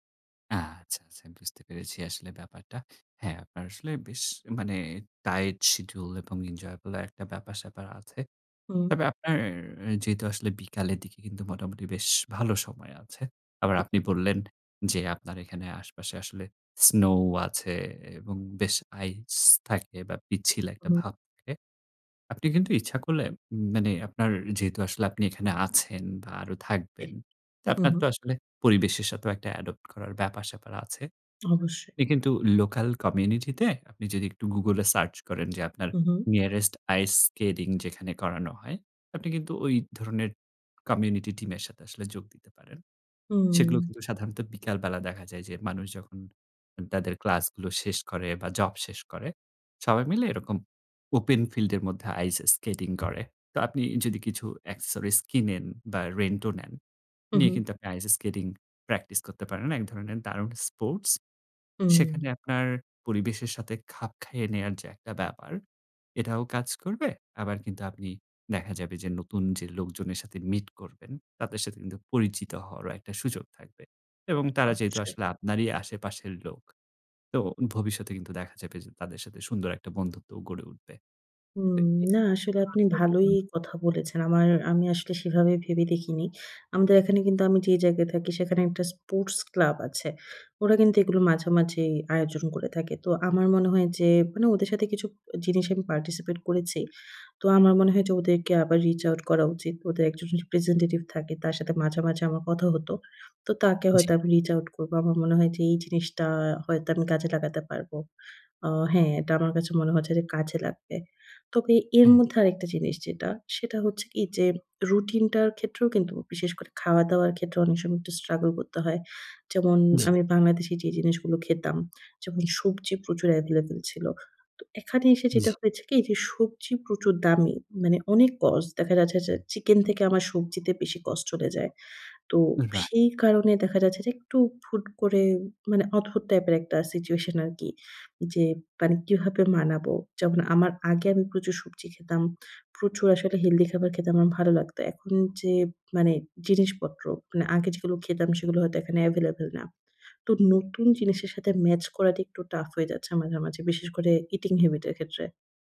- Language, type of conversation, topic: Bengali, advice, নতুন শহরে স্থানান্তর করার পর আপনার দৈনন্দিন রুটিন ও সম্পর্ক কীভাবে বদলে গেছে?
- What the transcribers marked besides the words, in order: in English: "enjoyable"; "যেহেতু" said as "যেতু"; other background noise; in English: "adopt"; in English: "nearest ice skating"; in English: "accessories"; tapping; unintelligible speech; in English: "participate"; in English: "reach out"; in English: "representative"; in English: "reach out"; horn; in English: "struggle"; in English: "available"; "cost" said as "কজ"; in English: "healthy"; in English: "eating habit"